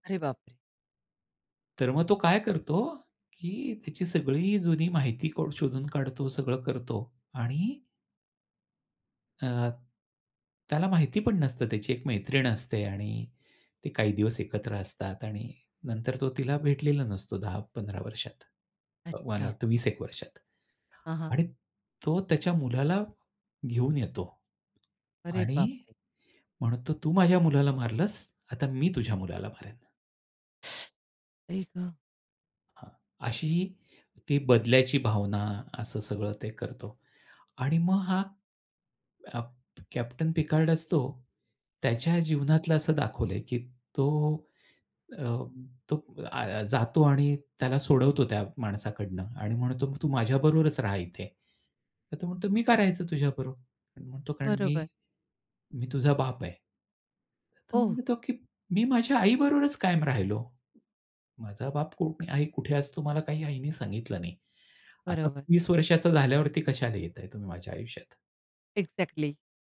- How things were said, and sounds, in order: tapping; surprised: "अरे बापरे!"; teeth sucking; sad: "आई गं!"; other noise; in English: "एक्झॅक्टली"
- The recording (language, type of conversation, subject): Marathi, podcast, कोणत्या प्रकारचे चित्रपट किंवा मालिका पाहिल्यावर तुम्हाला असा अनुभव येतो की तुम्ही अक्खं जग विसरून जाता?